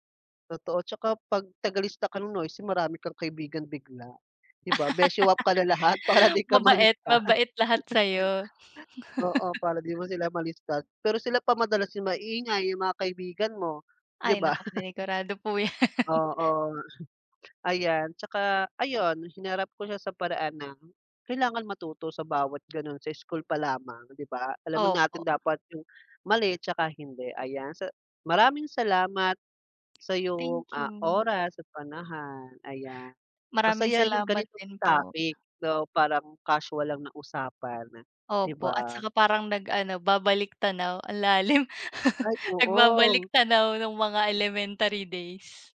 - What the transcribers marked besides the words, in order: laugh; chuckle; laugh; laugh; laugh
- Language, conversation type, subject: Filipino, unstructured, Ano ang nararamdaman mo kapag may hindi patas na pagtrato sa klase?